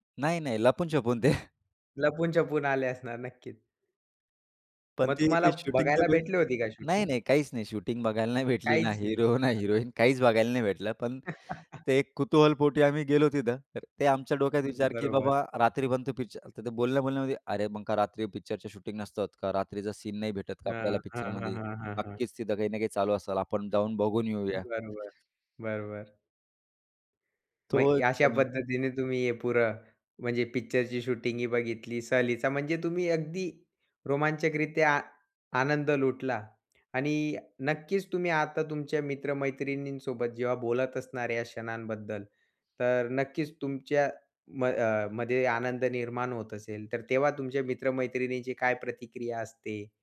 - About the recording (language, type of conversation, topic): Marathi, podcast, तुमच्या शिक्षणाच्या प्रवासातला सर्वात आनंदाचा क्षण कोणता होता?
- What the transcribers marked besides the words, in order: laughing while speaking: "ते"; unintelligible speech; chuckle; other background noise; "असेल" said as "असल"